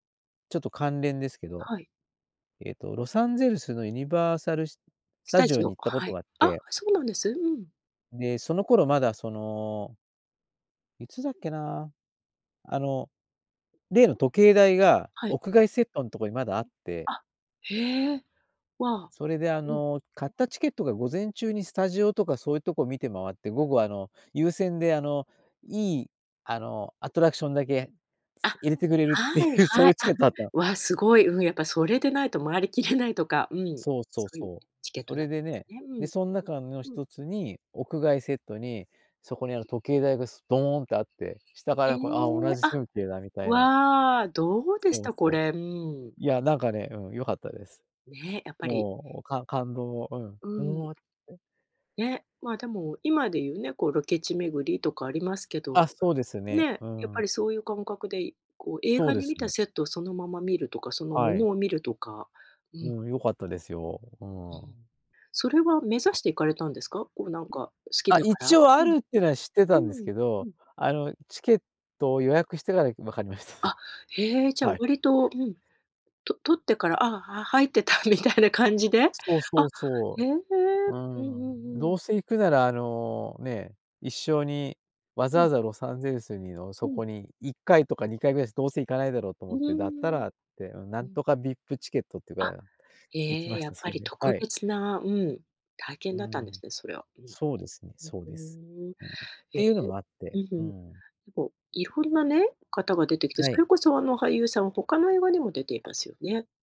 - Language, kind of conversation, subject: Japanese, podcast, 映画で一番好きな主人公は誰で、好きな理由は何ですか？
- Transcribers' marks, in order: laughing while speaking: "っていう"; laughing while speaking: "切れない"; other background noise; unintelligible speech; other noise; laughing while speaking: "入ってたみたいな感じで？"; unintelligible speech